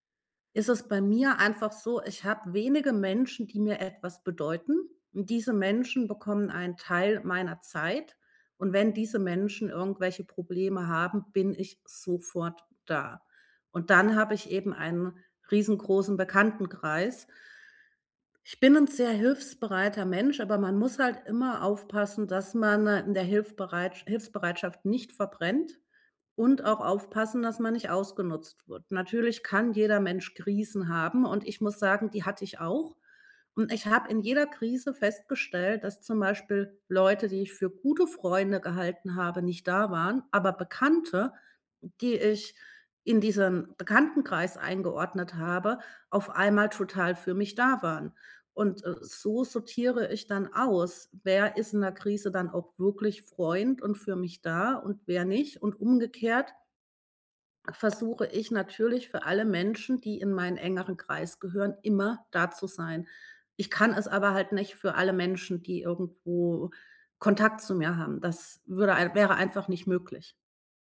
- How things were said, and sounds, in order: tapping
- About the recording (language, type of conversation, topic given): German, podcast, Welche kleinen Gesten stärken den Gemeinschaftsgeist am meisten?